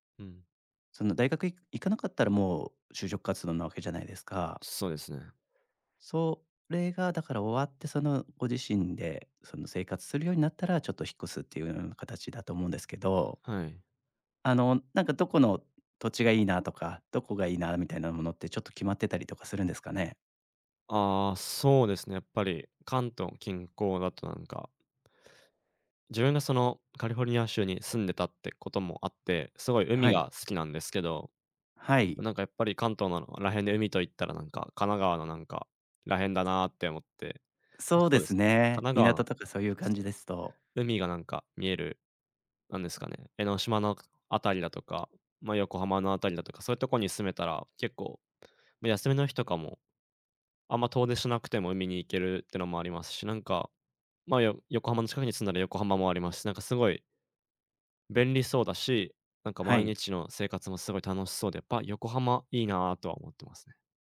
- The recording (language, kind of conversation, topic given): Japanese, advice, 引っ越して新しい街で暮らすべきか迷っている理由は何ですか？
- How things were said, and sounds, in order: none